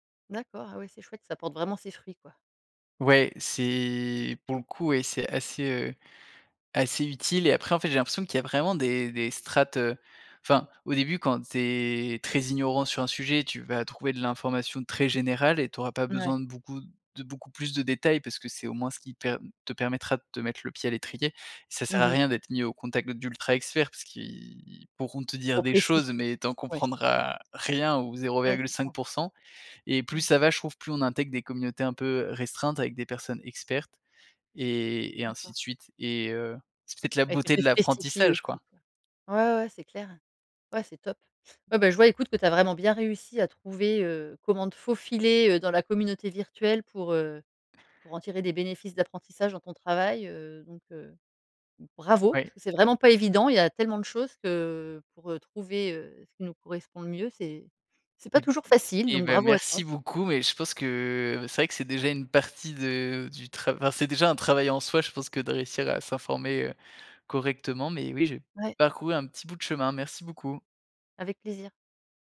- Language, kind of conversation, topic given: French, podcast, Comment trouver des communautés quand on apprend en solo ?
- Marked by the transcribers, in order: other background noise; stressed: "Bravo"